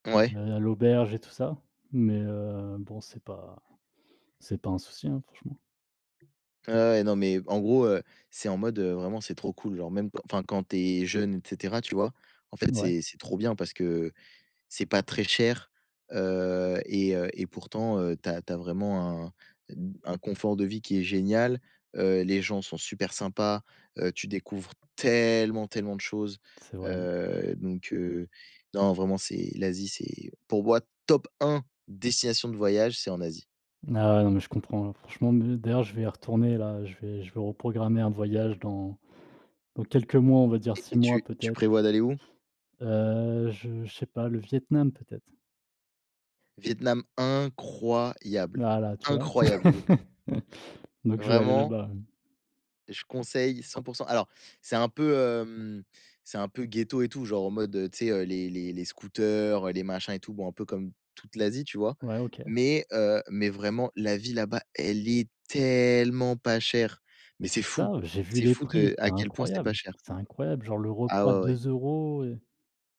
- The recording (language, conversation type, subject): French, unstructured, Quelle est la chose la plus inattendue qui te soit arrivée en voyage ?
- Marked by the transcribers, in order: tapping; other background noise; stressed: "tellement"; stressed: "incroyable"; laugh; stressed: "tellement"